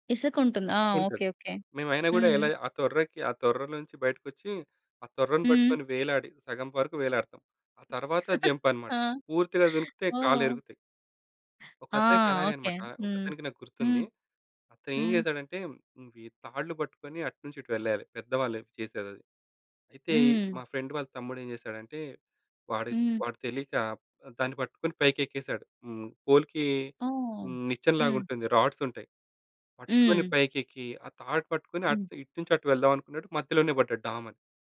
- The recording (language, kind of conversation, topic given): Telugu, podcast, మీరు చిన్నప్పుడు బయట ఆడిన జ్ఞాపకాల్లో మీకు ఎక్కువగా గుర్తుండిపోయింది ఏమిటి?
- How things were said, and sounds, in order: tapping; other background noise; chuckle; in English: "జంప్"; in English: "ఫ్రెండ్"; in English: "పోల్‌కి"; in English: "రాడ్స్"